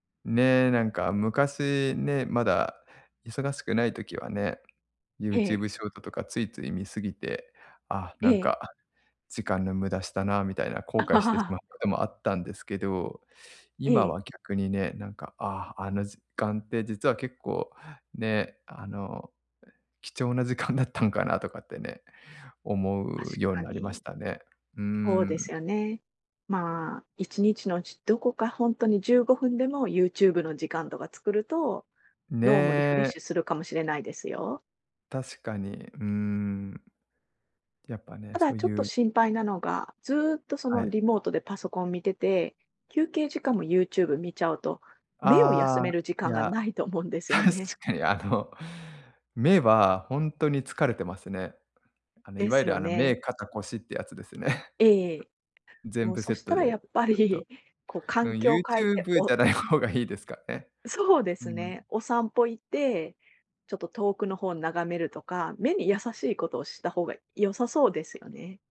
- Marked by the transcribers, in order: laugh; other noise; laughing while speaking: "確かに"; tapping; laughing while speaking: "じゃない方がいい"
- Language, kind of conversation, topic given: Japanese, advice, 疲れやすく意欲が湧かないとき、習慣を続けるにはどうすればいいですか？